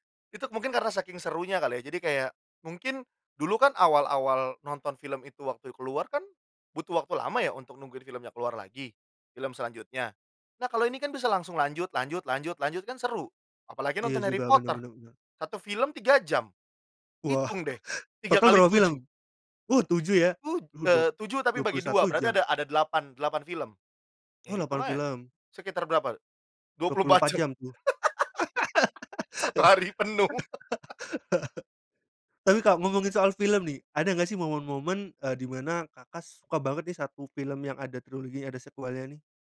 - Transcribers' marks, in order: chuckle; tapping; laugh; laughing while speaking: "jam. Satu hari penuh"; laugh
- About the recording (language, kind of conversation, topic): Indonesian, podcast, Apa hobi yang bikin kamu lupa waktu?